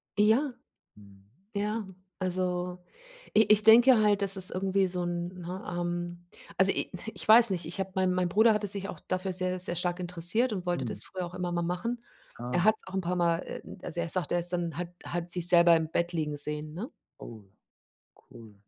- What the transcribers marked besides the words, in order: none
- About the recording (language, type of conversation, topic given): German, unstructured, Welche Träume hast du für deine Zukunft?